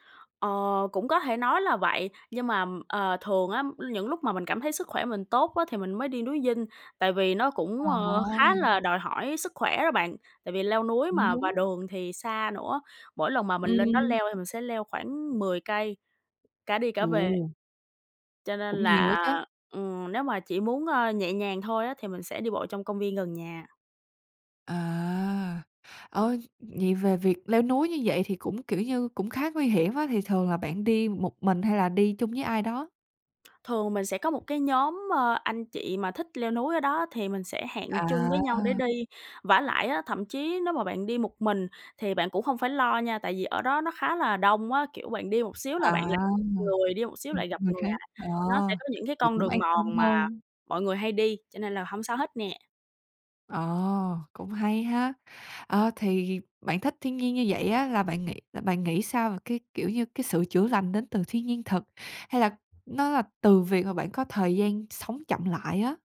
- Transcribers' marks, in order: other background noise; tapping
- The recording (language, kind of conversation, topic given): Vietnamese, podcast, Bạn đã từng thấy thiên nhiên giúp chữa lành tâm trạng của mình chưa?